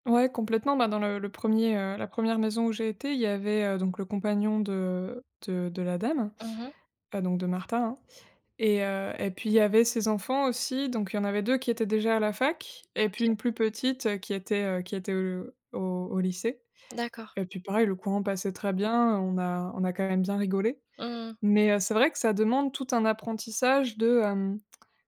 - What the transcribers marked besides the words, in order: none
- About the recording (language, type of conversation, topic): French, podcast, Quel est un moment qui t’a vraiment fait grandir ?